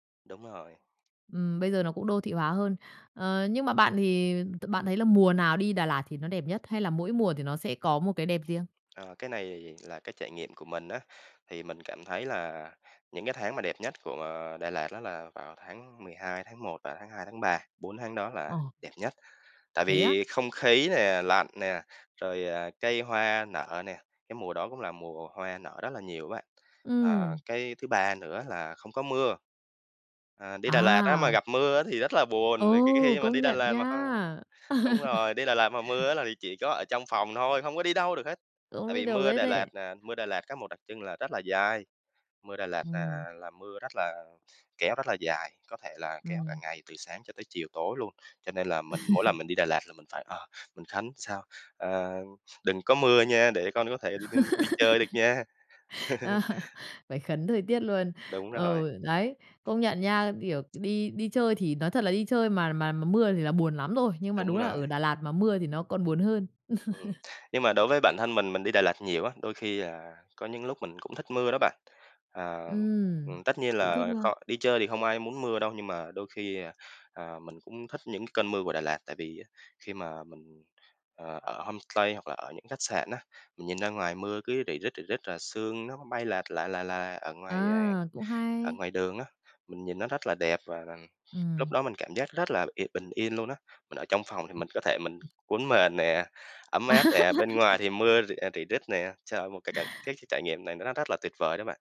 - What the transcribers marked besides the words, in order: tapping; other background noise; laugh; chuckle; laugh; laughing while speaking: "Ờ"; chuckle; chuckle; in English: "homestay"; unintelligible speech; laughing while speaking: "À"; laugh
- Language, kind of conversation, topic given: Vietnamese, podcast, Bạn muốn giới thiệu địa điểm thiên nhiên nào ở Việt Nam cho bạn bè?